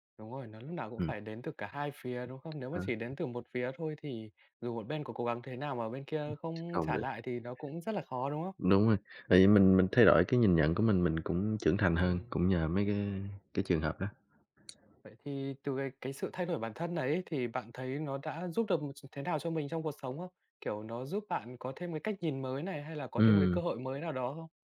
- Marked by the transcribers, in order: tapping; unintelligible speech; other background noise
- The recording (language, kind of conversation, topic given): Vietnamese, podcast, Bạn có thể kể về một tình bạn đã thay đổi bạn như thế nào không?
- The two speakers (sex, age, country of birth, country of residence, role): male, 20-24, Vietnam, Vietnam, host; male, 25-29, Vietnam, Vietnam, guest